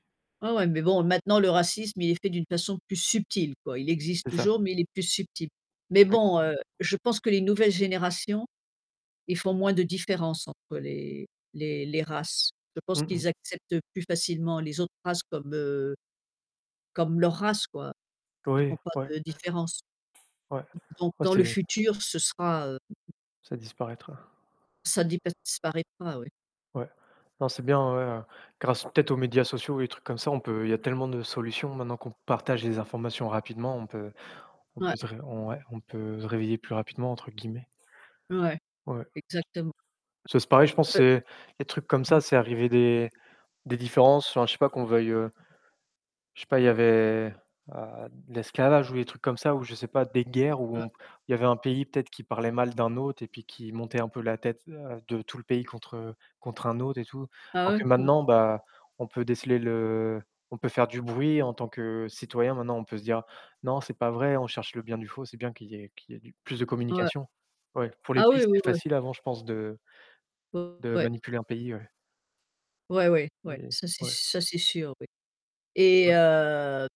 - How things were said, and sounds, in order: stressed: "subtile"; distorted speech; tapping; other background noise; "disparaîtra" said as "dipesparetra"; stressed: "guerres"; drawn out: "le"
- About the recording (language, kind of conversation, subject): French, unstructured, Comment réagissez-vous lorsque vous êtes témoin d’un acte de racisme ?